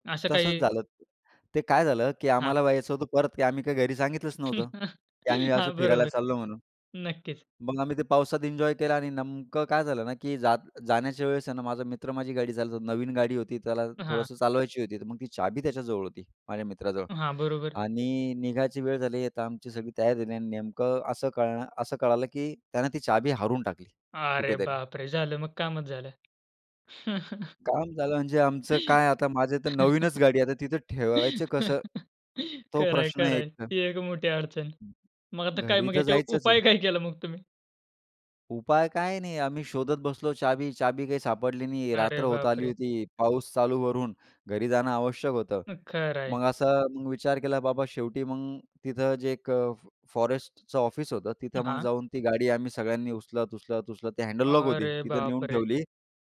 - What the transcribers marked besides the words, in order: other background noise; "यायचं" said as "व्हायचं"; chuckle; laughing while speaking: "हां, बरोबर"; "नेमकं" said as "नंमक"; surprised: "अरे बापरे!"; tapping; chuckle; laugh; laughing while speaking: "खरं आहे, खरं आहे"; laughing while speaking: "काय केला मग तुम्ही?"; surprised: "अरे बापरे!"; in English: "फॉरेस्टचं"; in English: "हँडल लॉक"; surprised: "अरे बापरे!"
- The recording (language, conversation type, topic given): Marathi, podcast, पावसात बाहेर फिरताना काय मजा येते?